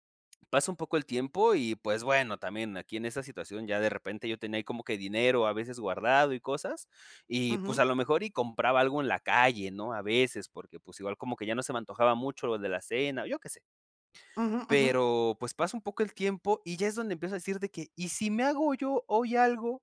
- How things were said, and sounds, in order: none
- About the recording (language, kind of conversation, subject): Spanish, podcast, ¿Cuál fue la primera vez que aprendiste algo que te encantó y por qué?